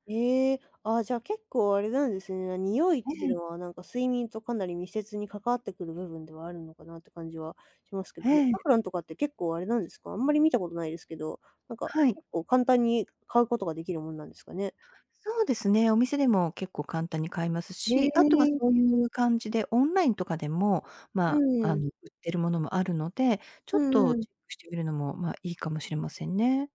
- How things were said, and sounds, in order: other background noise
- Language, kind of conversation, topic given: Japanese, advice, 仕事に行きたくない日が続くのに、理由がわからないのはなぜでしょうか？